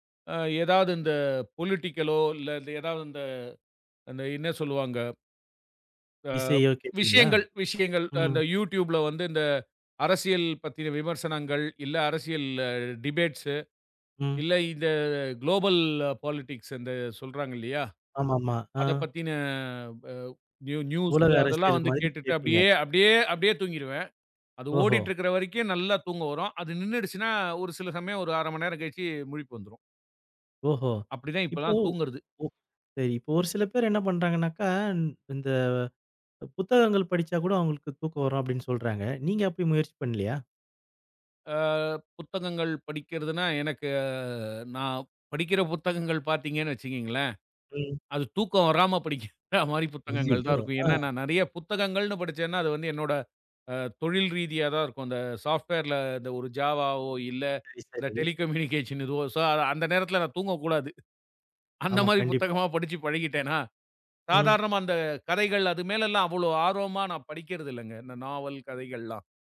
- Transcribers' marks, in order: in English: "பொலிட்டிக்கலோ"; in English: "டிபேட்ஸ்ஸு"; in English: "குலோபல் பாலிட்டிக்ஸ்"; in English: "ந்யூ ந்யூஸ்"; drawn out: "எனக்கு"; laughing while speaking: "அது தூக்கம் வராம படிக்கிற மாதிரி புத்தகங்கள்தான் இருக்கும்"; in English: "சாஃப்ட்வேர்ல"; in English: "ஜாவாவோ"; laughing while speaking: "டெலிகம்யூனிகேஷன் எதோ சோ அந்த நேரத்துல … சாதாரண அந்தக் கதைகள்"; in English: "டெலிகம்யூனிகேஷன்"; in English: "சோ"
- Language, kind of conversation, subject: Tamil, podcast, இரவில் தூக்கம் வராமல் இருந்தால் நீங்கள் என்ன செய்கிறீர்கள்?